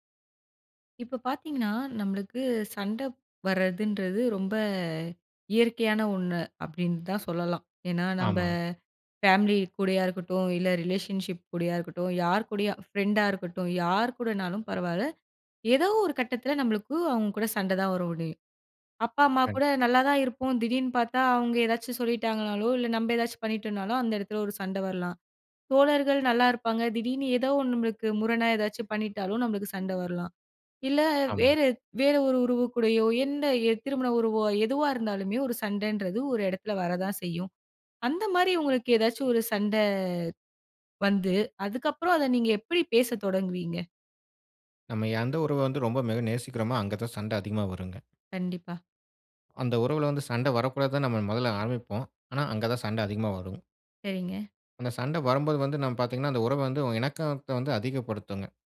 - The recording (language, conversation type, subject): Tamil, podcast, சண்டை முடிந்த பிறகு உரையாடலை எப்படி தொடங்குவது?
- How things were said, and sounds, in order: in English: "ரிலேஷன்ஷிப்"; "சண்டை" said as "சண்ட"; "உறவை" said as "உறவ"; "இணக்கத்தை" said as "எணக்கத்த"